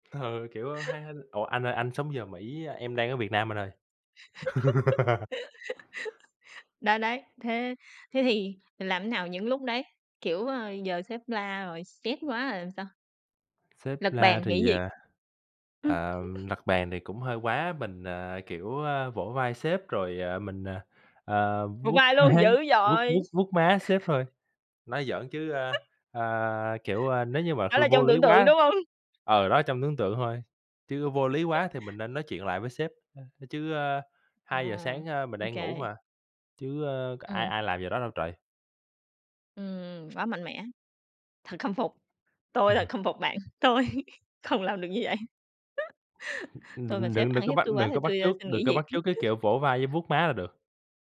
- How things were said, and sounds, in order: laughing while speaking: "Ừ"; other noise; giggle; laugh; other background noise; "stress" said as "sép"; chuckle; laughing while speaking: "má"; chuckle; tapping; chuckle; laughing while speaking: "hông?"; chuckle; chuckle; laughing while speaking: "tôi"; laughing while speaking: "vậy"; chuckle; sniff; giggle
- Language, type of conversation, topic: Vietnamese, unstructured, Bạn thường làm gì mỗi ngày để giữ sức khỏe?